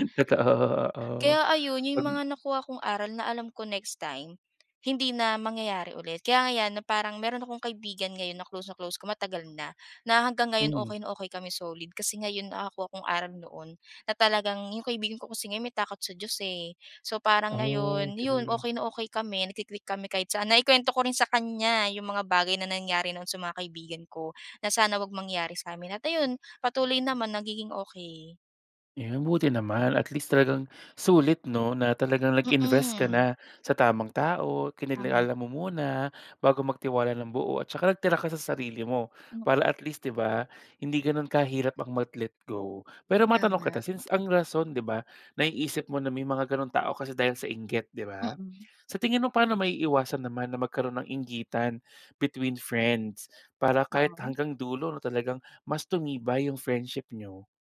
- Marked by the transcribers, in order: in English: "nagki-click"
- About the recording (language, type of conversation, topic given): Filipino, podcast, Paano mo hinaharap ang takot na mawalan ng kaibigan kapag tapat ka?